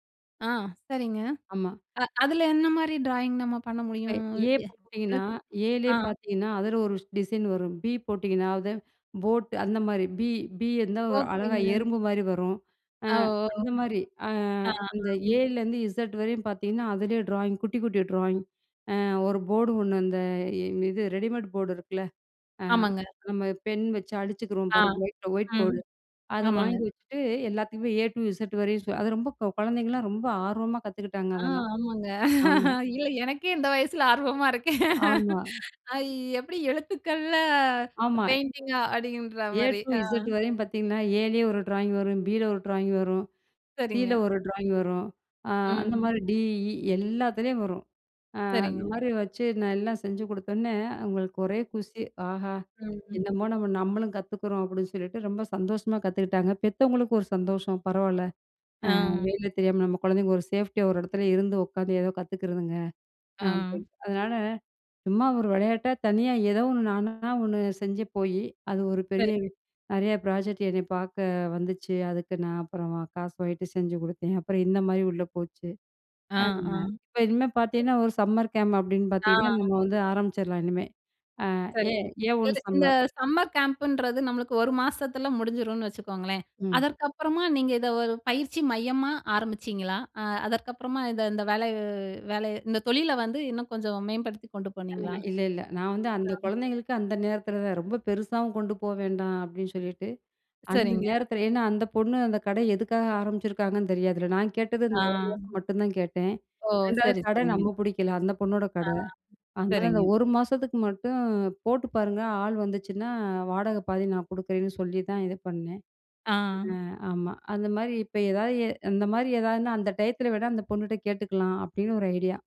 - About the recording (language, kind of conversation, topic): Tamil, podcast, நீங்கள் தனியாகக் கற்றதை எப்படித் தொழிலாக மாற்றினீர்கள்?
- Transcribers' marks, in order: in English: "ட்ராயிங்"; unintelligible speech; in English: "டிசைன்"; laugh; laughing while speaking: "இல்ல எனக்கே இந்த வயசில ஆர்வமா இருக்கேன்"; laugh; other noise; in English: "சேஃப்டியா"; in English: "ப்ராஜெக்ட்"; unintelligible speech; unintelligible speech; in English: "சம்மர் கேம்ப்"; in English: "கேம்ப்"; unintelligible speech; unintelligible speech; unintelligible speech